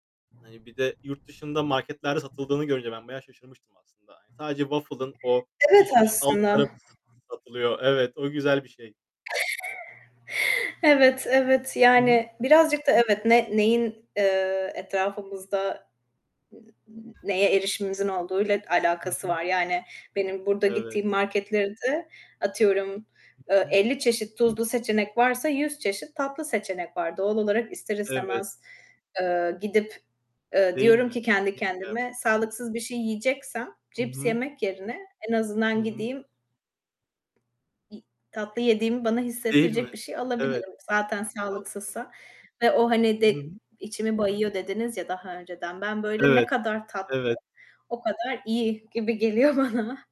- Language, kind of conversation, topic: Turkish, unstructured, Tatlı mı yoksa tuzlu mu, hangisi damak tadına daha uygun?
- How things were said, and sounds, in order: static; chuckle; other background noise; "marketlerde" said as "marketlırdı"; distorted speech; laughing while speaking: "geliyor bana"; chuckle